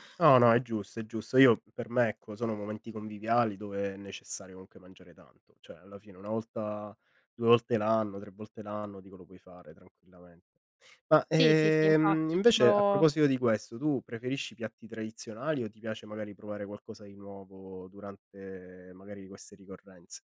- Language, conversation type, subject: Italian, unstructured, Qual è il cibo che ti fa pensare alle feste?
- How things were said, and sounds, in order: none